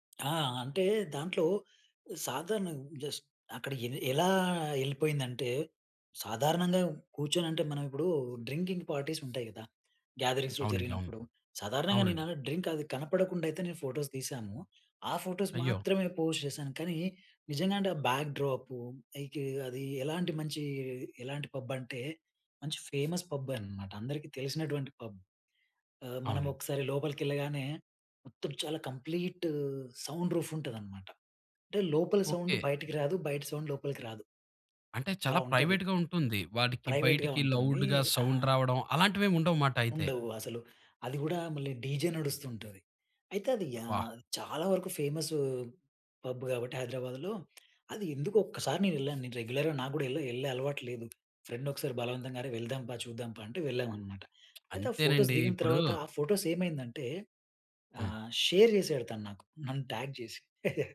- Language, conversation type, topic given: Telugu, podcast, పాత పోస్టులను తొలగించాలా లేదా దాచివేయాలా అనే విషయంలో మీ అభిప్రాయం ఏమిటి?
- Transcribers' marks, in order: in English: "జస్ట్"; in English: "డ్రింకింగ్ పార్టీస్"; in English: "గ్యాదరింగ్స్‌లో"; in English: "డ్రింక్"; in English: "పోస్ట్"; in English: "బ్యాక్ డ్రాప్"; in English: "పబ్"; in English: "ఫేమస్"; in English: "పబ్"; in English: "కంప్లీట్ సౌండ్ రూఫ్"; in English: "సౌండ్"; in English: "సౌండ్"; in English: "ప్రైవేట్‌గా"; in English: "ప్రైవేట్‌గా"; in English: "లౌడ్‌గా సౌండ్"; in English: "డీజే"; in English: "పబ్"; in English: "రెగ్యులర్‌గా"; in English: "ఫ్రెండ్"; other background noise; in English: "షేర్"; in English: "ట్యాగ్"; chuckle